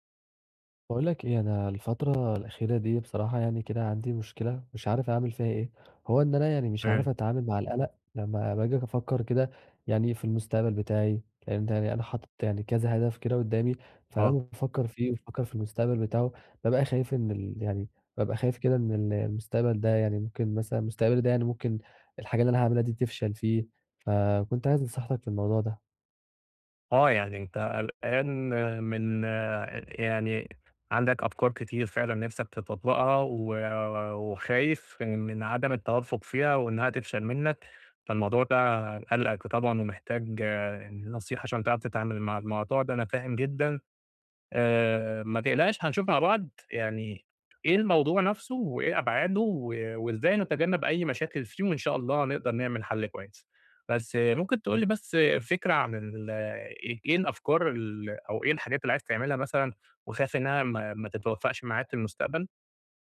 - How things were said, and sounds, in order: other background noise; tapping
- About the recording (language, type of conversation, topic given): Arabic, advice, إزاي أتعامل مع القلق لما أبقى خايف من مستقبل مش واضح؟